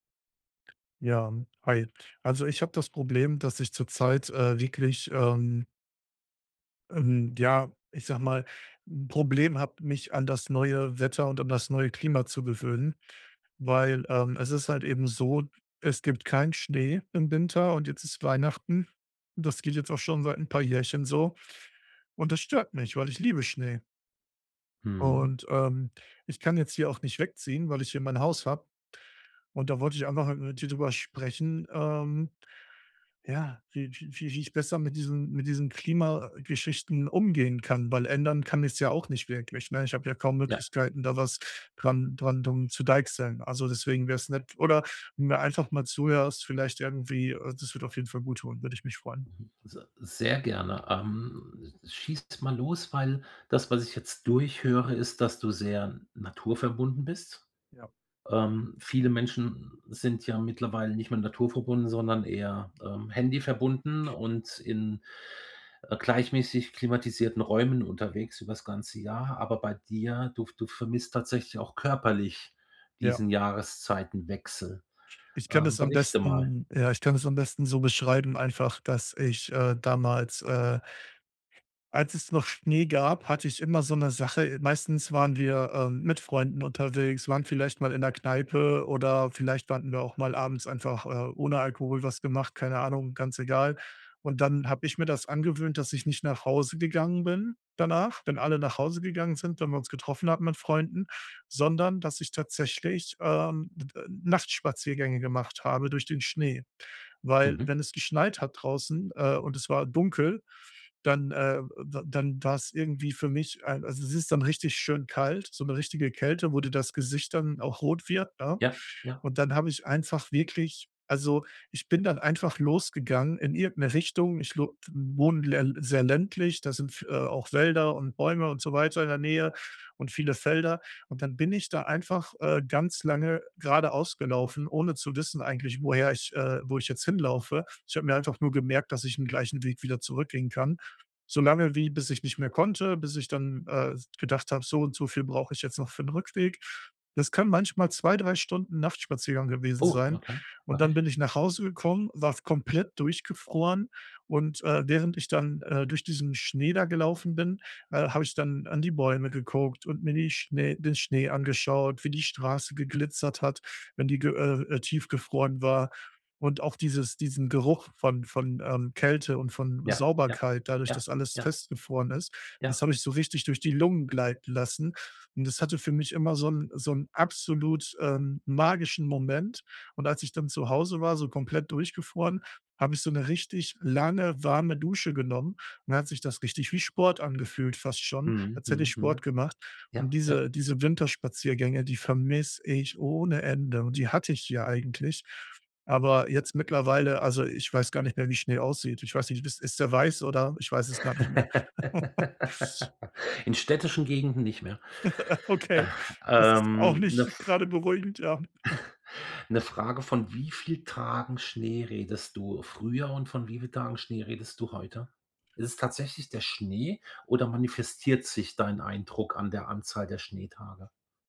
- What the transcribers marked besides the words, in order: drawn out: "Ähm"; unintelligible speech; stressed: "vermisse ich ohne Ende"; laugh; chuckle; chuckle; laugh; joyful: "Okay, das ist auch nicht grade beruhigend, ja"
- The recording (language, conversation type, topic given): German, advice, Wie kann ich mich an ein neues Klima und Wetter gewöhnen?